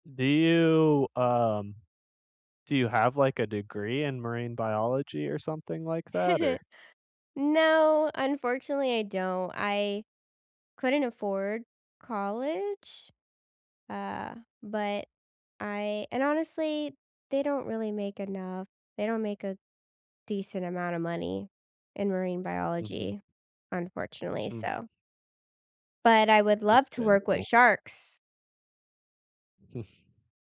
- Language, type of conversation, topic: English, unstructured, Have you ever experienced a moment in nature that felt magical?
- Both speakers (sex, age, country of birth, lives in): female, 30-34, United States, United States; male, 30-34, United States, United States
- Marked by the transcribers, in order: chuckle; chuckle